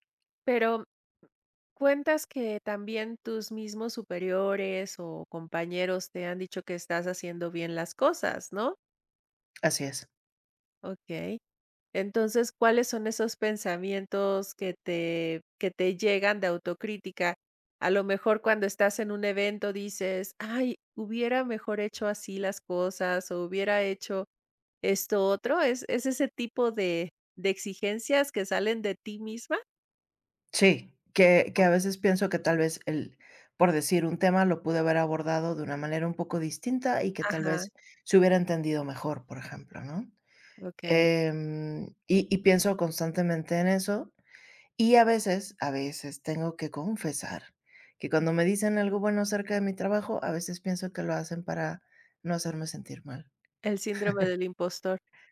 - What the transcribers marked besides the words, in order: other background noise; chuckle
- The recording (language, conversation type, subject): Spanish, advice, ¿Cómo puedo manejar mi autocrítica constante para atreverme a intentar cosas nuevas?